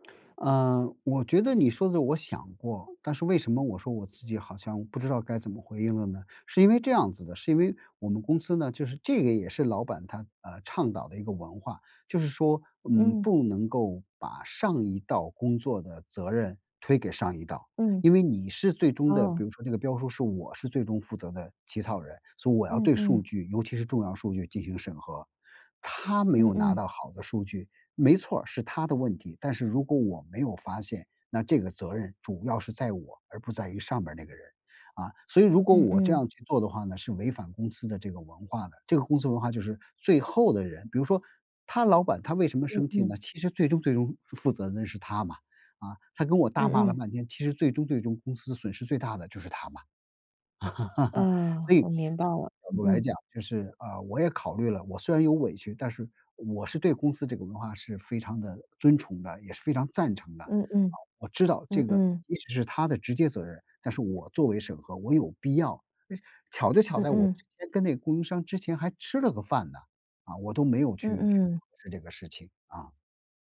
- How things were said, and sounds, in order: laughing while speaking: "啊"; chuckle
- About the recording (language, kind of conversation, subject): Chinese, advice, 上司当众批评我后，我该怎么回应？